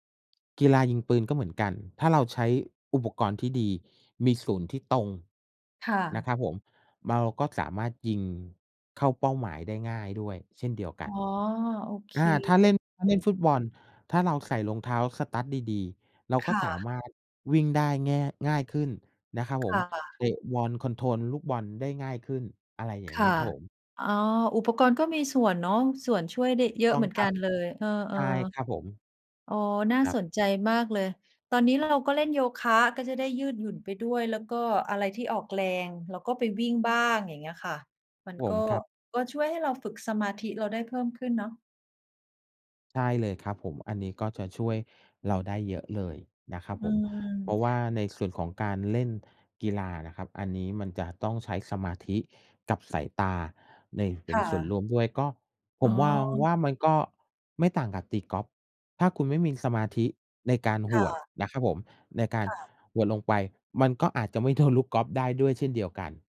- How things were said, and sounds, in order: laughing while speaking: "โดน"
- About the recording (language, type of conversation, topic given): Thai, unstructured, คุณเคยลองเล่นกีฬาที่ท้าทายมากกว่าที่เคยคิดไหม?